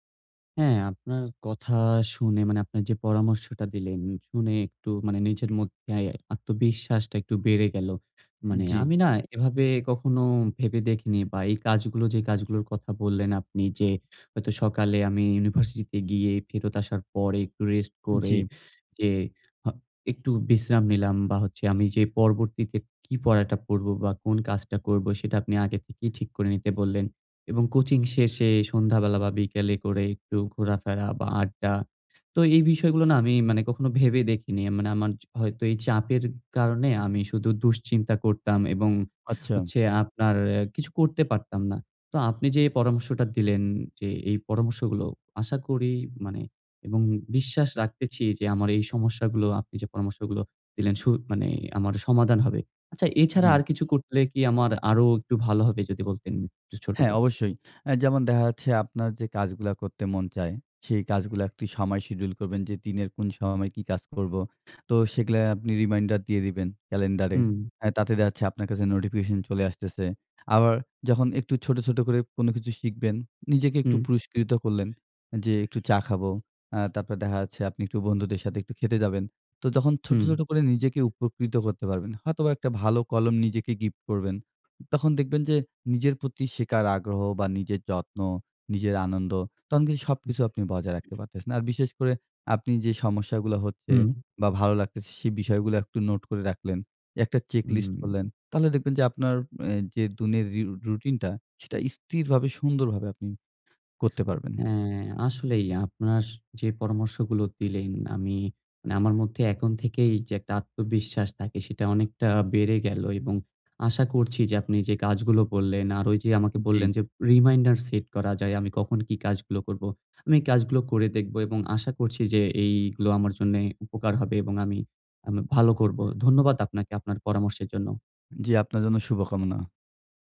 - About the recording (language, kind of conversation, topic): Bengali, advice, কেন আপনি প্রতিদিন একটি স্থির রুটিন তৈরি করে তা মেনে চলতে পারছেন না?
- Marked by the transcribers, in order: other background noise; tapping; "দিনের" said as "দুনের"